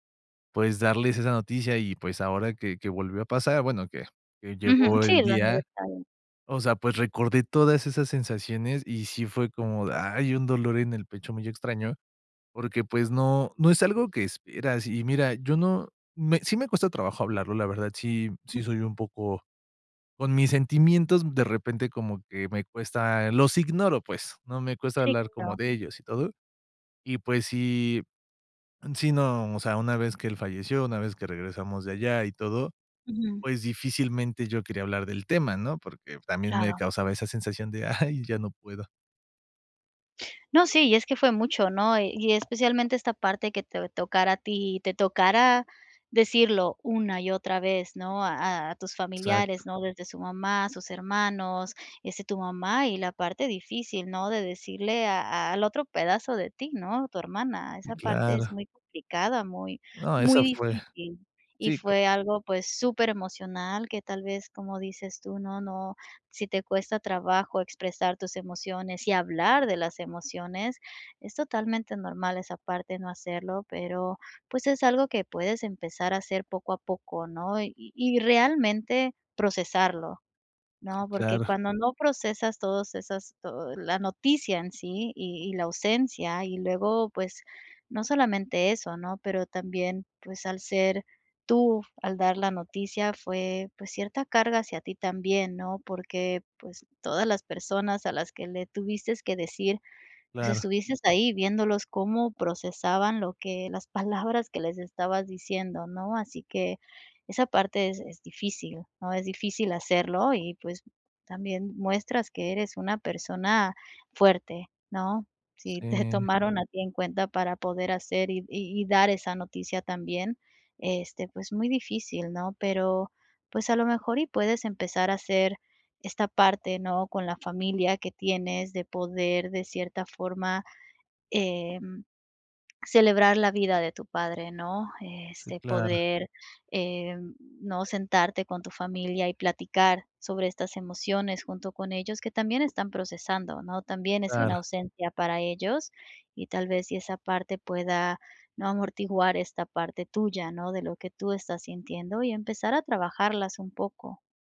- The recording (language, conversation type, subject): Spanish, advice, ¿Por qué el aniversario de mi relación me provoca una tristeza inesperada?
- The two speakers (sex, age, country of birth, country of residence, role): female, 40-44, Mexico, Mexico, advisor; male, 30-34, Mexico, Mexico, user
- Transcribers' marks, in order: tapping; other background noise